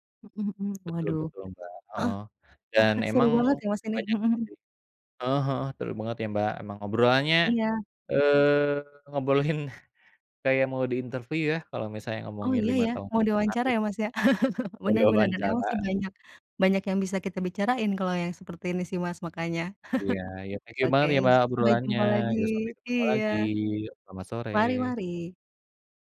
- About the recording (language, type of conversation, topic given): Indonesian, unstructured, Bagaimana kamu membayangkan hidupmu lima tahun ke depan?
- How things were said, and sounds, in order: other background noise; chuckle; laughing while speaking: "ngobrolin"; chuckle; chuckle